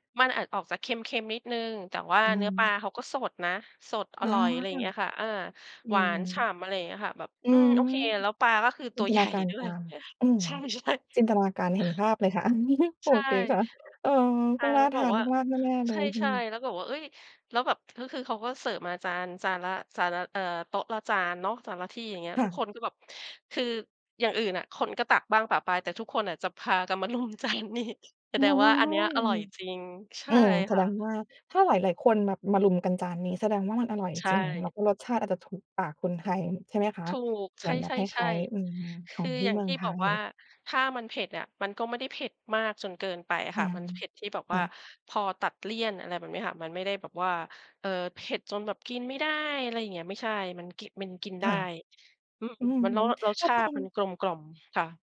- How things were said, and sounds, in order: laughing while speaking: "ตัวใหญ่ด้วย ใช่ ๆ"; chuckle; laughing while speaking: "โอเคค่ะ"; laughing while speaking: "มารุมจานนี้"
- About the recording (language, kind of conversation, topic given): Thai, podcast, อาหารท้องถิ่นจากทริปไหนที่คุณติดใจที่สุด?